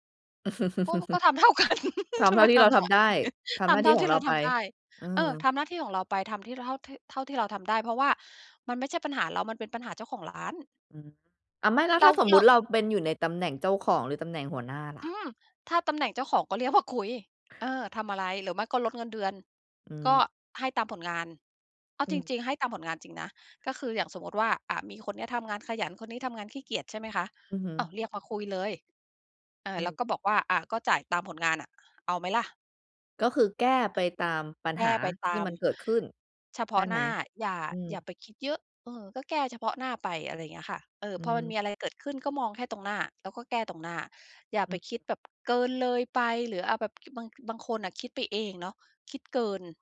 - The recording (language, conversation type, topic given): Thai, podcast, ช่วยบอกวิธีง่ายๆ ที่ทุกคนทำได้เพื่อให้สุขภาพจิตดีขึ้นหน่อยได้ไหม?
- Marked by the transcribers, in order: chuckle; laughing while speaking: "ทำเท่ากันจะไปทำทำไม"; laughing while speaking: "มา"